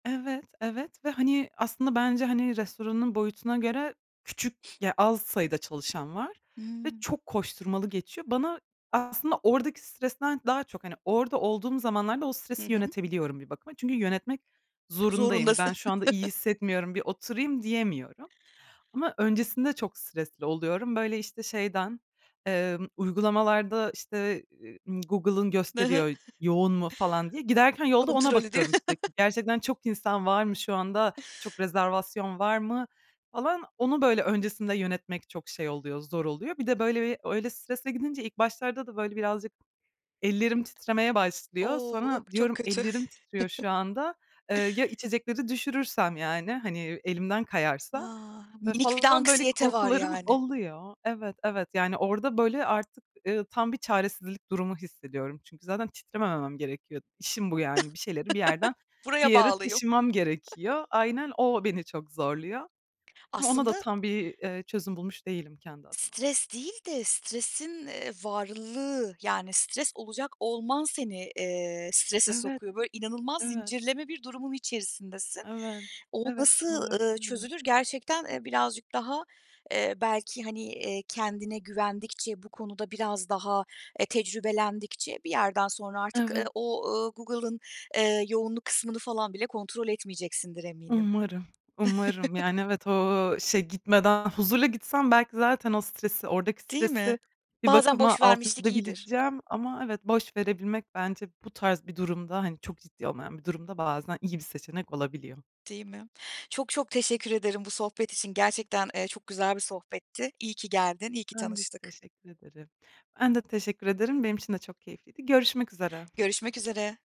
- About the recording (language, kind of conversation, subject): Turkish, podcast, Stresle ve tükenmişlikle baş etmek için neler yapıyorsun?
- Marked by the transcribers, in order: other background noise; tapping; chuckle; chuckle; chuckle; chuckle; chuckle; chuckle; chuckle